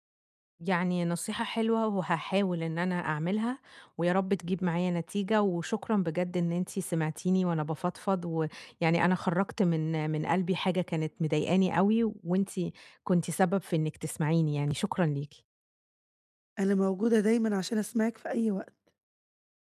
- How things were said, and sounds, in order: other background noise
- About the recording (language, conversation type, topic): Arabic, advice, إزاي أتعامل مع الزعل اللي جوايا وأحط حدود واضحة مع العيلة؟